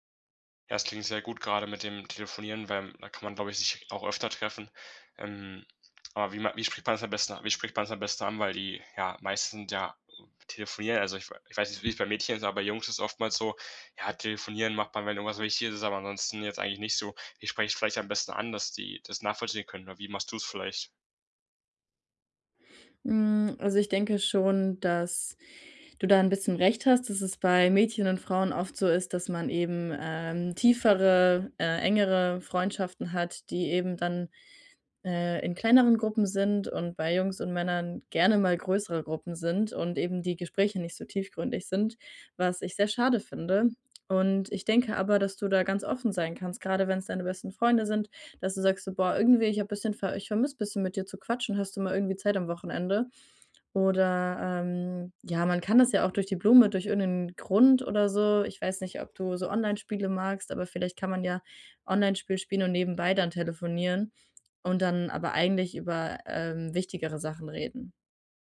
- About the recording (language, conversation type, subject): German, advice, Wie kann ich oberflächlichen Smalltalk vermeiden, wenn ich mir tiefere Gespräche wünsche?
- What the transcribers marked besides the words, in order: bird; tapping; other background noise